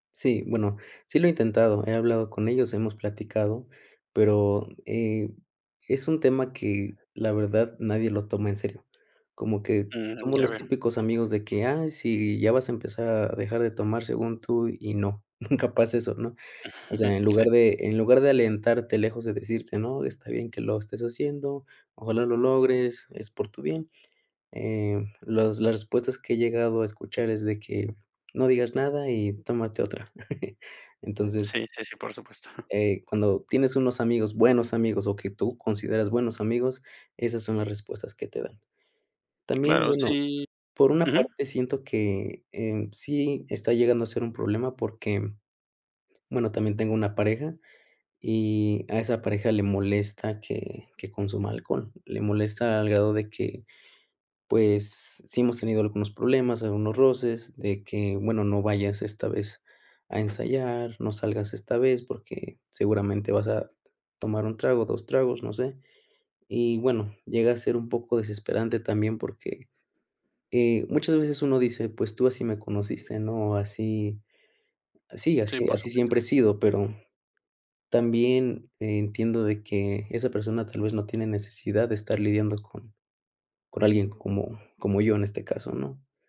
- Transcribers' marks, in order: laughing while speaking: "no, nunca pasa eso"; chuckle; laugh; chuckle; other noise
- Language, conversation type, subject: Spanish, advice, ¿Cómo afecta tu consumo de café o alcohol a tu sueño?
- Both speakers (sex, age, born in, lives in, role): male, 30-34, Mexico, Mexico, advisor; male, 35-39, Mexico, Mexico, user